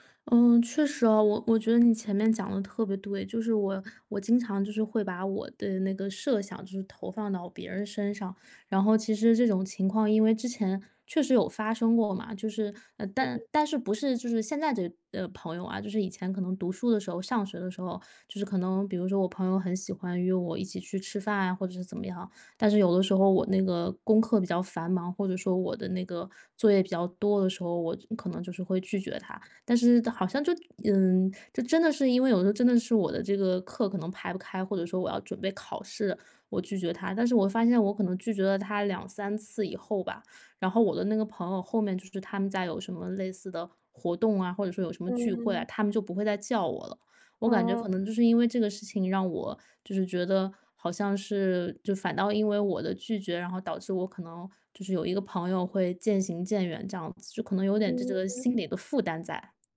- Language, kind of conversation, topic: Chinese, advice, 每次说“不”都会感到内疚，我该怎么办？
- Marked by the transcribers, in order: none